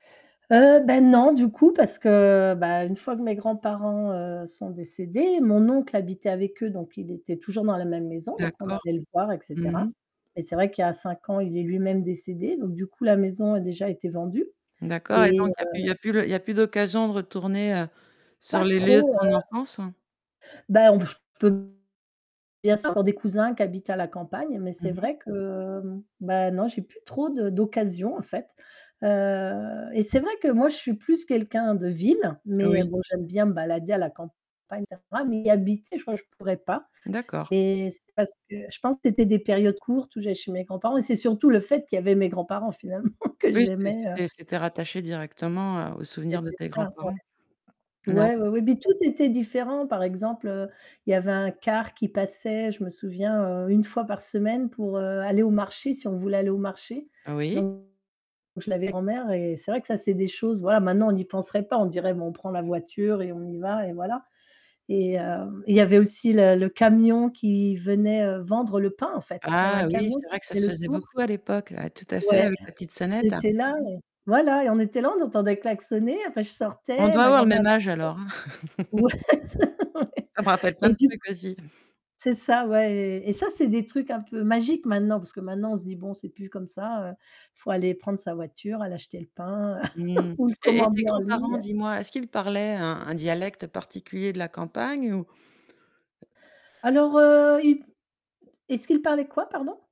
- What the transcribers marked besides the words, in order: static; distorted speech; unintelligible speech; tapping; unintelligible speech; laughing while speaking: "finalement"; other background noise; chuckle; unintelligible speech; laughing while speaking: "ouais, ouais"; laugh; chuckle; chuckle
- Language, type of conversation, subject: French, podcast, Quel est un souvenir marquant que tu as avec tes grands-parents ?
- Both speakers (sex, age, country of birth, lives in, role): female, 50-54, France, France, guest; female, 50-54, France, France, host